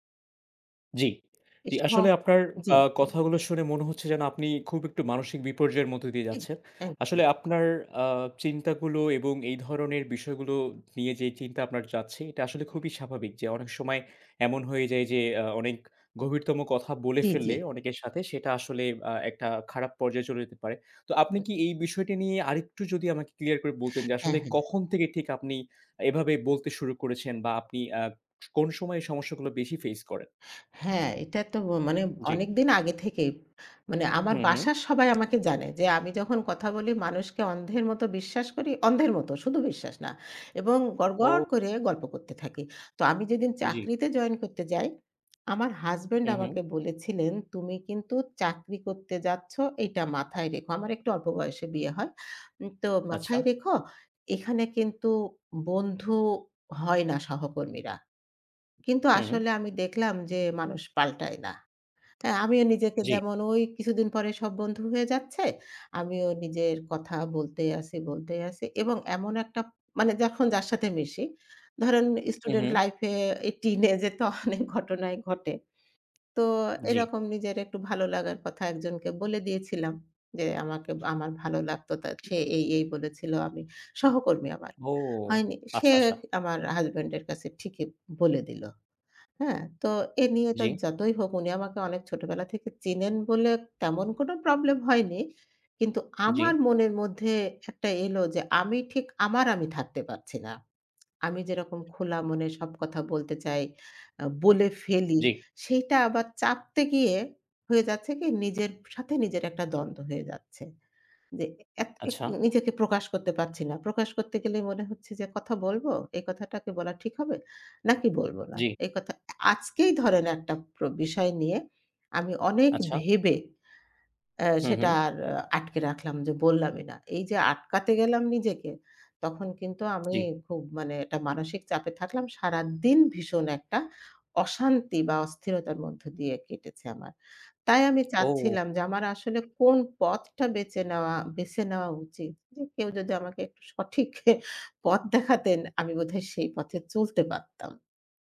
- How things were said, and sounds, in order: tapping; other background noise; laughing while speaking: "teenage এ তো অনেক ঘটনাই ঘটে"; laughing while speaking: "সঠিক"
- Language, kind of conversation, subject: Bengali, advice, কাজের জায়গায় নিজেকে খোলামেলা প্রকাশ করতে আপনার ভয় কেন হয়?